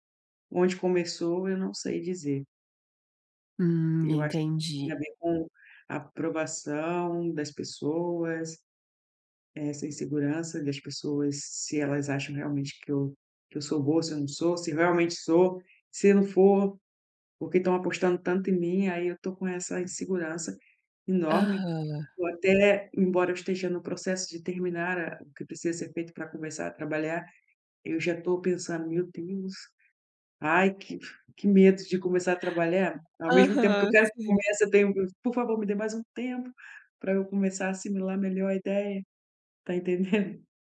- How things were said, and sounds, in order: tapping
- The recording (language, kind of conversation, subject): Portuguese, advice, Como posso lidar com o medo e a incerteza durante uma transição?